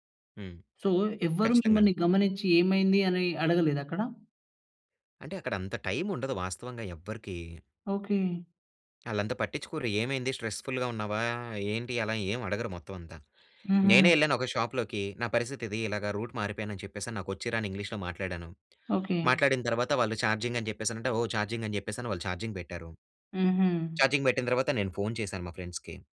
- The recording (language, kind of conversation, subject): Telugu, podcast, విదేశీ నగరంలో భాష తెలియకుండా తప్పిపోయిన అనుభవం ఏంటి?
- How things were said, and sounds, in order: in English: "సో"; "మిమ్మల్ని" said as "మిమ్మని"; in English: "స్ట్రెస్‌ఫుల్‌గా"; in English: "షాప్‌లోకి"; in English: "రూట్"; in English: "చార్జింగ్"; in English: "చార్జింగ్"; in English: "చార్జింగ్"; in English: "ఛార్జింగ్"; in English: "ఫ్రెండ్స్‌కి"